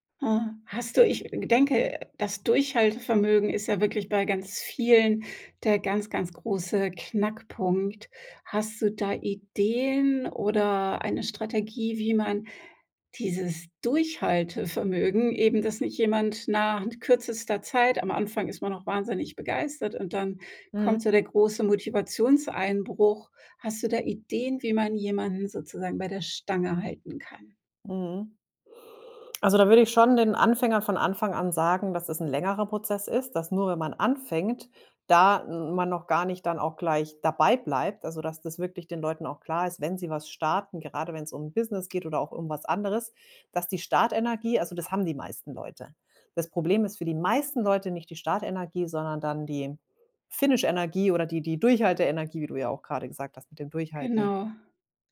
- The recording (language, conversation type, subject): German, podcast, Welchen Rat würdest du Anfängerinnen und Anfängern geben, die gerade erst anfangen wollen?
- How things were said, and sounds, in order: in English: "Finish-Energie"